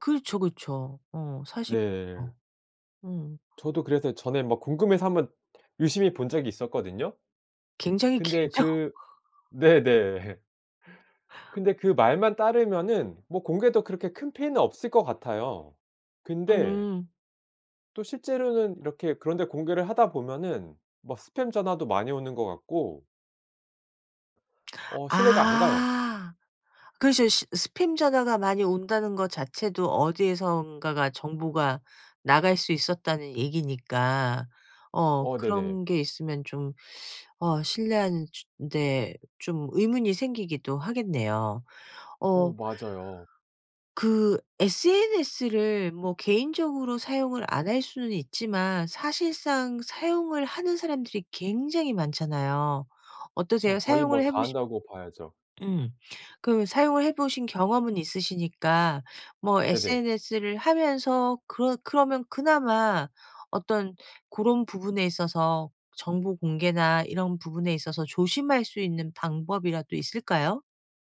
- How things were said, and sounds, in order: tapping; laughing while speaking: "길죠?"; other background noise; laughing while speaking: "네네"; laugh
- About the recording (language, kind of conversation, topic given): Korean, podcast, 개인정보는 어느 정도까지 공개하는 것이 적당하다고 생각하시나요?